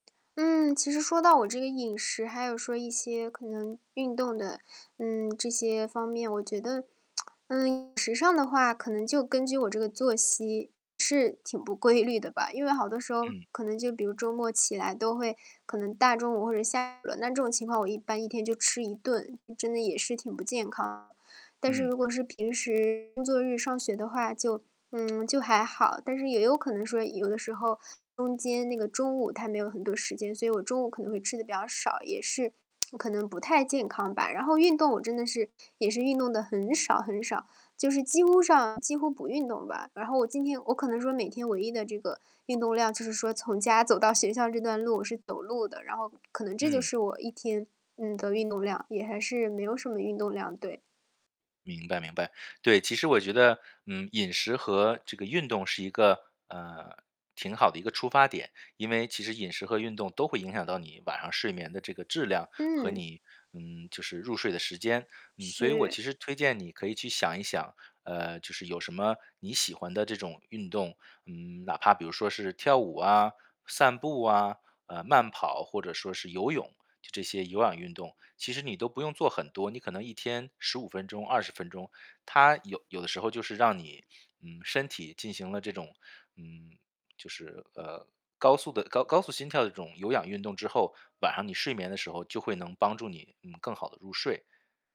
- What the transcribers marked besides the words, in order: static; tapping; distorted speech; lip smack; laughing while speaking: "规律的"; tsk; other background noise; laughing while speaking: "走到"
- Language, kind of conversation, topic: Chinese, advice, 我很难维持规律作息，该怎么开始固定睡眠时间？